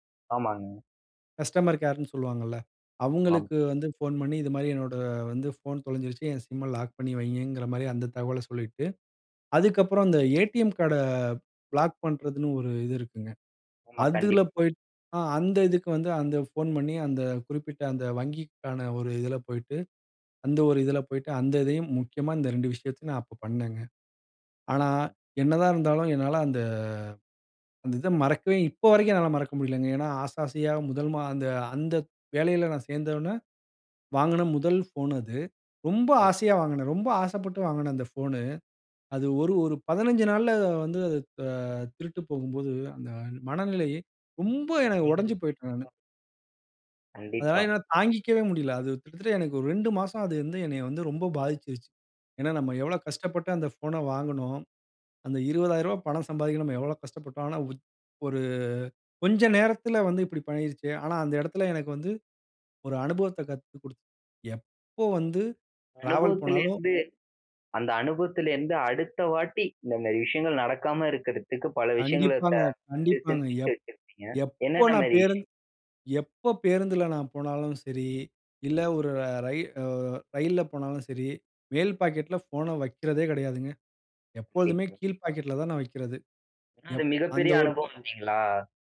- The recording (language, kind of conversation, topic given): Tamil, podcast, நீங்கள் வழிதவறி, கைப்பேசிக்கு சிக்னலும் கிடைக்காமல் சிக்கிய அந்த அனுபவம் எப்படி இருந்தது?
- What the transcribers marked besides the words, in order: in English: "கஸ்டமர் கேர்ன்னு"; in English: "லாக்"; in English: "பிளாக்"; "அதுல" said as "அந்துல"; drawn out: "அந்த"; unintelligible speech; other background noise; "மாரி" said as "மேரி"; "மாரி" said as "மேரி"